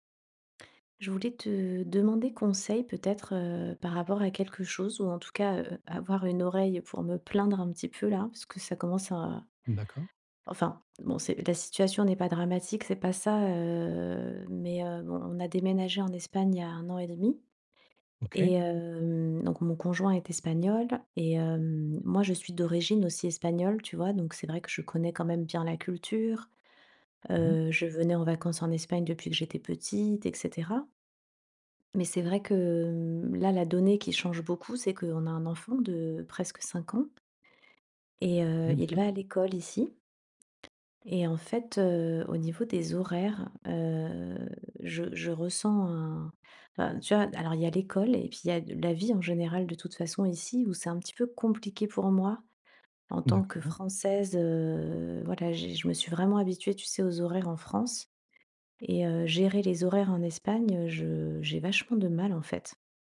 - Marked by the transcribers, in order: tapping
- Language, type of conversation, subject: French, advice, Comment gères-tu le choc culturel face à des habitudes et à des règles sociales différentes ?